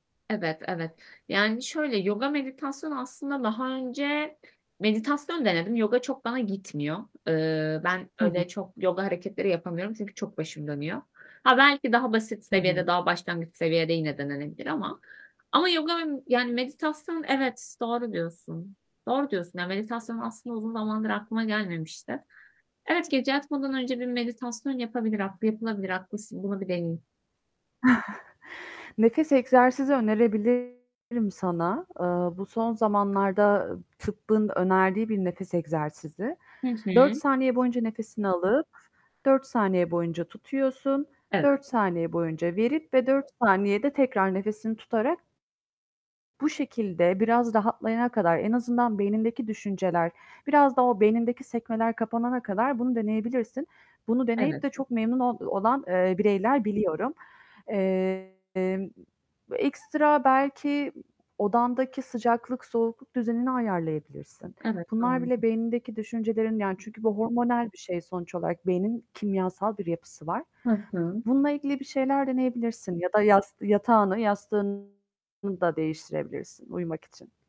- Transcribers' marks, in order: static; distorted speech; tapping; unintelligible speech; chuckle; other background noise; unintelligible speech
- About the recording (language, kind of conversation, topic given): Turkish, advice, Gece uyuyamıyorum; zihnim sürekli dönüyor ve rahatlayamıyorum, ne yapabilirim?
- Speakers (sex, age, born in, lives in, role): female, 25-29, Turkey, Germany, user; female, 25-29, Turkey, Ireland, advisor